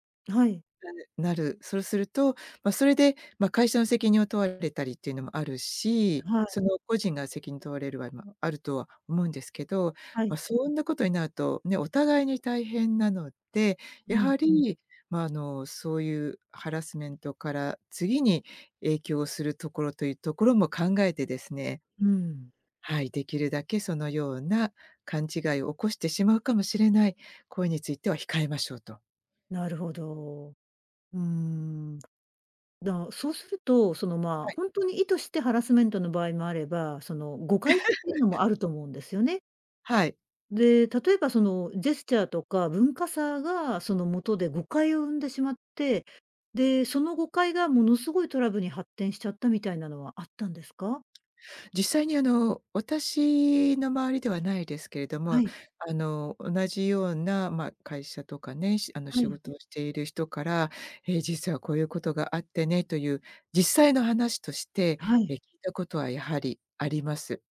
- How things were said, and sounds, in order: laugh
- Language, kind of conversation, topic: Japanese, podcast, ジェスチャーの意味が文化によって違うと感じたことはありますか？